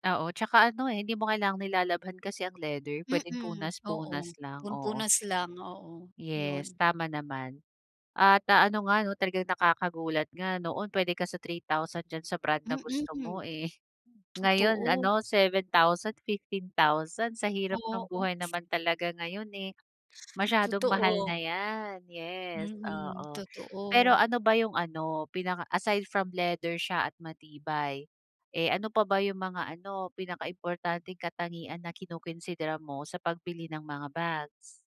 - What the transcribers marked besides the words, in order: other noise
- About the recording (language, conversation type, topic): Filipino, advice, Paano ako makakabili ng de-kalidad na gamit nang hindi gumagastos ng sobra?